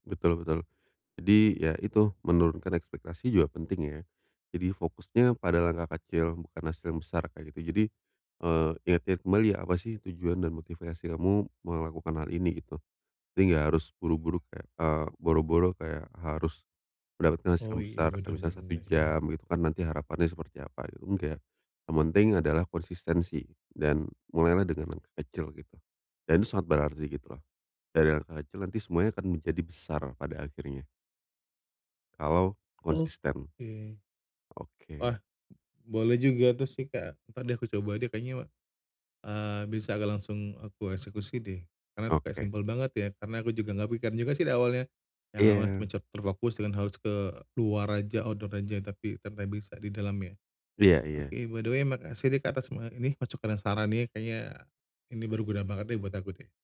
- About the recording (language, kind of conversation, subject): Indonesian, advice, Bagaimana cara memulai dengan langkah kecil setiap hari agar bisa konsisten?
- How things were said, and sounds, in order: tapping; "motivasi" said as "motivesi"; other background noise; in English: "outdoor"; "sampai" said as "tampai"; in English: "by the way"